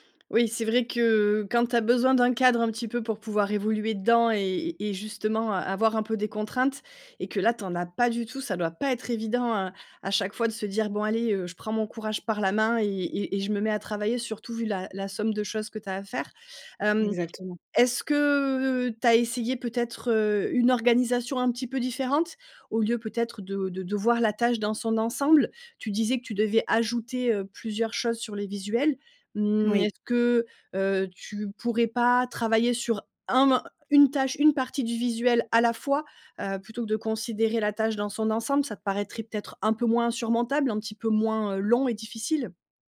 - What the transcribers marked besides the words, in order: none
- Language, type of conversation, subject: French, advice, Comment surmonter la procrastination chronique sur des tâches créatives importantes ?